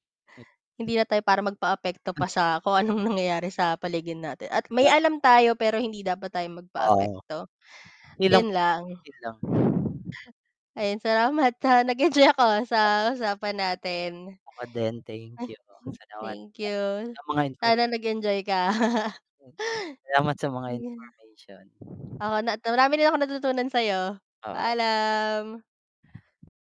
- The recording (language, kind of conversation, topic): Filipino, unstructured, Paano nabago ng cellphone ang pang-araw-araw na buhay?
- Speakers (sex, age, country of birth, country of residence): female, 25-29, Philippines, Philippines; male, 30-34, Philippines, Philippines
- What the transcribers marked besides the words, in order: wind; static; other background noise; exhale; distorted speech; laughing while speaking: "nag-enjoy ako, ah"; laugh; exhale; breath